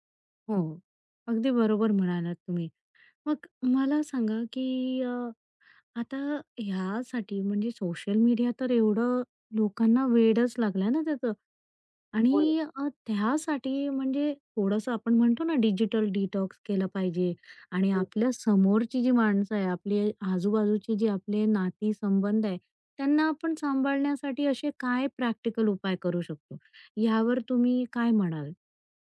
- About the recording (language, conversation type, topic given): Marathi, podcast, सोशल मीडियामुळे मैत्री आणि कौटुंबिक नात्यांवर तुम्हाला कोणते परिणाम दिसून आले आहेत?
- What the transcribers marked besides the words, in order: in English: "डिजिटल डिटॉक्स"; tapping